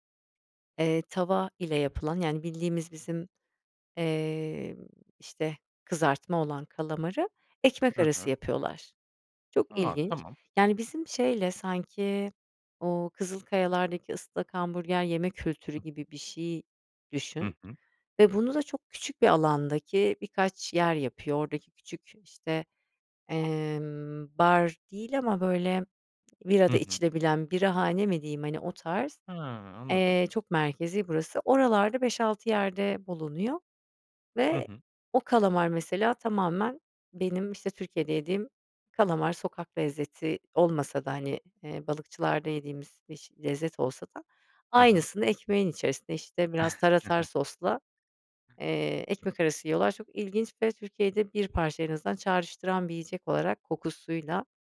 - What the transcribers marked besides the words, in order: tapping; "tarator" said as "taratar"; chuckle
- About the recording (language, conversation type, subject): Turkish, podcast, Hangi kokular seni geçmişe götürür ve bunun nedeni nedir?